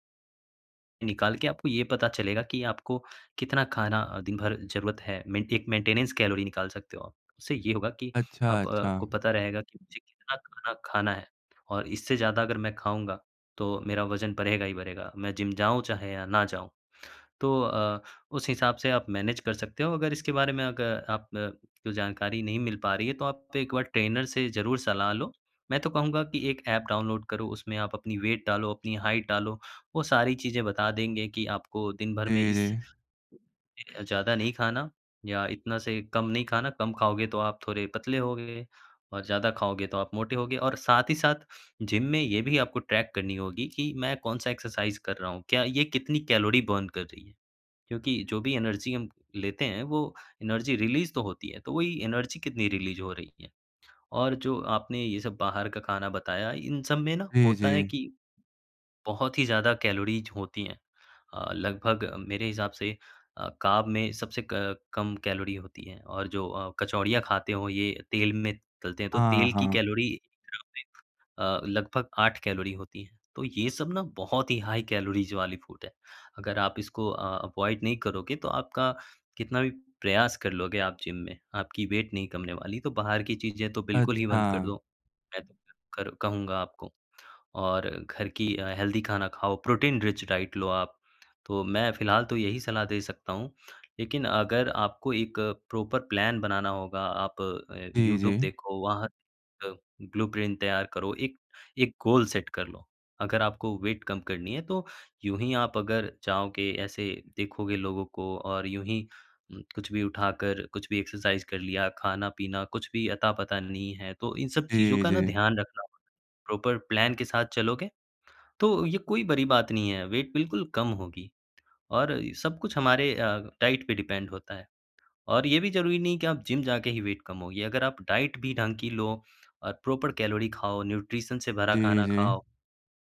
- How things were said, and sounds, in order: in English: "मेंटेनेंस"; "बढ़ेगा" said as "बरेगा"; "बढ़ेगा" said as "बरेगा"; in English: "मैनेज"; in English: "ट्रेनर"; in English: "वेट"; in English: "हाइट"; other background noise; "थोड़े" said as "थोरे"; in English: "ट्रैक"; in English: "एक्सरसाइज़"; in English: "बर्न"; in English: "एनर्जी"; in English: "एनर्जी रिलीज़"; in English: "एनर्जी"; in English: "रिलीज़"; unintelligible speech; in English: "हाई"; in English: "फूड"; in English: "अवॉइड"; in English: "वेट"; "कम होने" said as "कमने"; in English: "हेल्दी"; in English: "रिच डाइट"; in English: "प्रॉपर प्लान"; unintelligible speech; in English: "ब्लू प्रिन्ट"; in English: "गोल सेट"; in English: "वेट"; in English: "एक्सरसाइज़"; in English: "प्रॉपर प्लान"; "बड़ी" said as "बरी"; in English: "वेट"; in English: "डाइट"; in English: "डिपेंड"; in English: "वेट"; in English: "डाइट"; in English: "प्रॉपर"; in English: "न्यूट्रिशन"
- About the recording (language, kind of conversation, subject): Hindi, advice, आपकी कसरत में प्रगति कब और कैसे रुक गई?